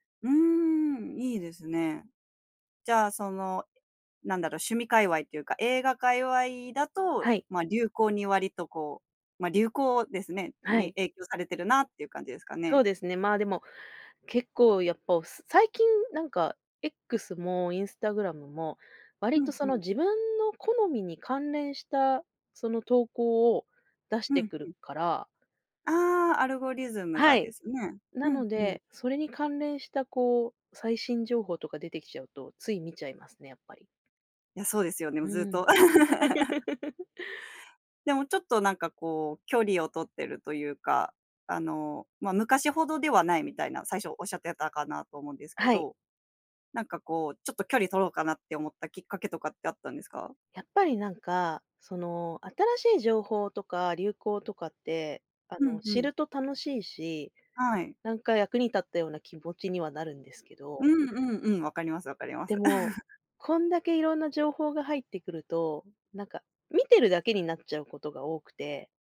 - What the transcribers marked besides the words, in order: laugh; chuckle
- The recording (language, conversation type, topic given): Japanese, podcast, 普段、SNSの流行にどれくらい影響されますか？